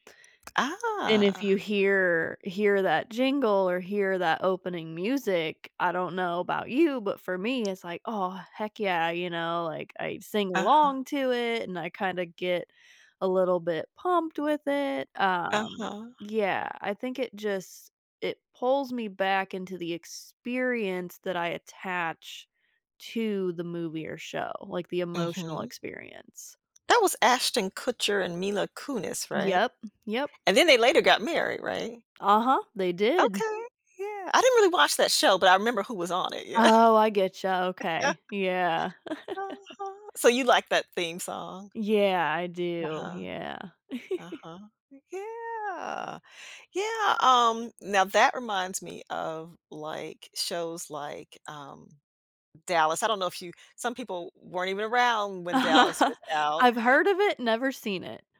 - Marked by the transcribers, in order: other background noise; tapping; laughing while speaking: "Yeah"; laugh; chuckle; chuckle; laugh
- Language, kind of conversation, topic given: English, unstructured, How can I stop a song from bringing back movie memories?
- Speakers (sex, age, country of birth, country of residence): female, 25-29, United States, United States; female, 60-64, United States, United States